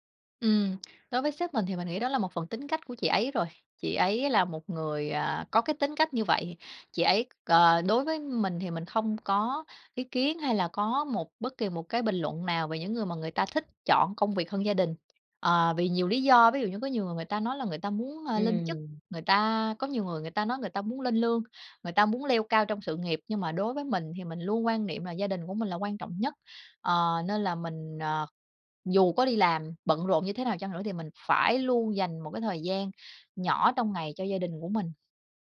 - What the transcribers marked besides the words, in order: tapping
- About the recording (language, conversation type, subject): Vietnamese, podcast, Bạn cân bằng giữa gia đình và công việc ra sao khi phải đưa ra lựa chọn?